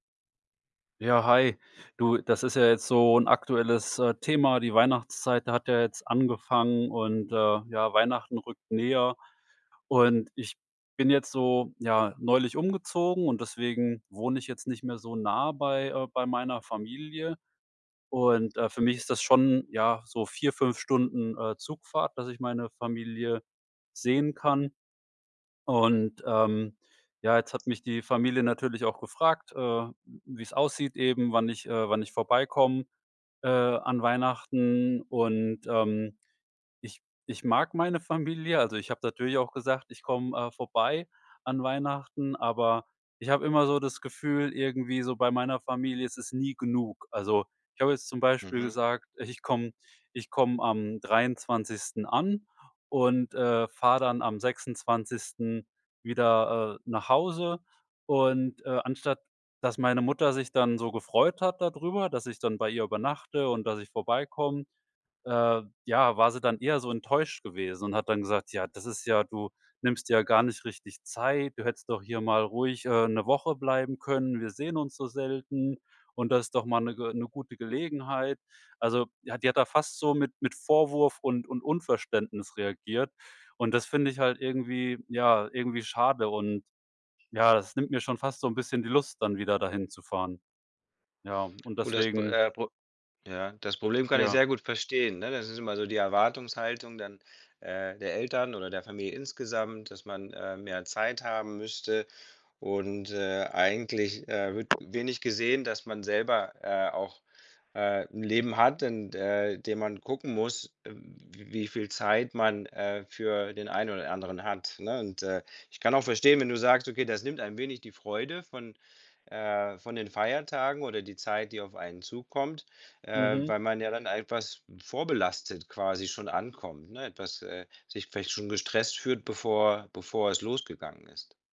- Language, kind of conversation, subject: German, advice, Wie kann ich einen Streit über die Feiertagsplanung und den Kontakt zu Familienmitgliedern klären?
- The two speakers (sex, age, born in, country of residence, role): male, 45-49, Germany, Germany, user; male, 50-54, Germany, Spain, advisor
- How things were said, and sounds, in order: other background noise